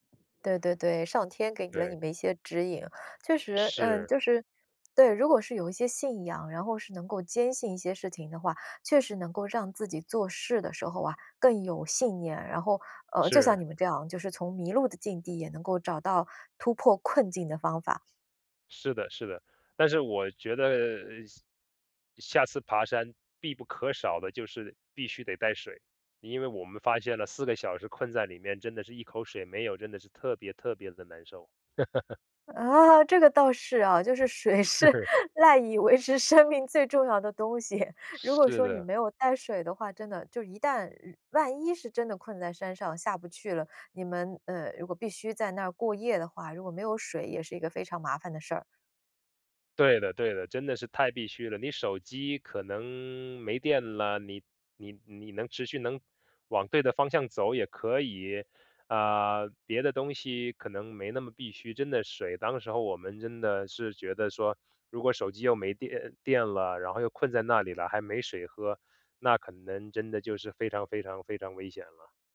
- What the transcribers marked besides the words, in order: laugh; other background noise; laughing while speaking: "是"; laughing while speaking: "水是赖以维持生命最重要的东西"
- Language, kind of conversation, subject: Chinese, podcast, 你最难忘的一次迷路经历是什么？
- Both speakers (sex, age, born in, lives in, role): female, 45-49, China, United States, host; male, 30-34, China, United States, guest